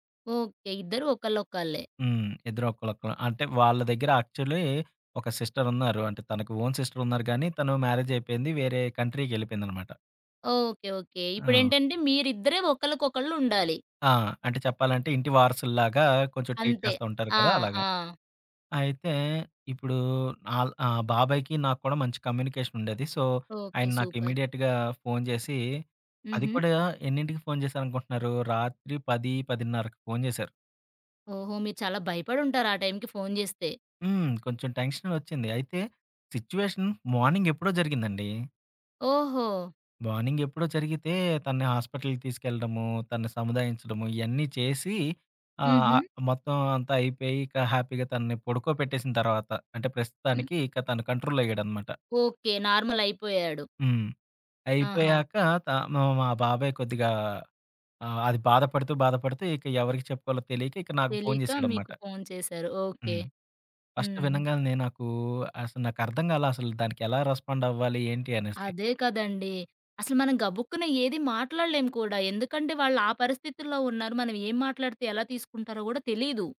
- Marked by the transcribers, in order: in English: "యాక్చువల్లీ"; in English: "ఓన్"; in English: "కంట్రీకెళ్ళిపోయిందనమాట"; other background noise; in English: "ట్రీట్"; in English: "సో"; in English: "సూపర్"; in English: "ఇమ్మీడియేట్‌గా"; in English: "టెన్షన్"; in English: "సిట్యుయేషన్"; in English: "హాస్పిటల్‌కి"; in English: "హ్యాపీగా"; in English: "నార్మల్"; in English: "ఫస్ట్"
- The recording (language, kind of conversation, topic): Telugu, podcast, బాధపడుతున్న బంధువుని ఎంత దూరం నుంచి ఎలా సపోర్ట్ చేస్తారు?
- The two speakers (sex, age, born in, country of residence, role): female, 30-34, India, India, host; male, 30-34, India, India, guest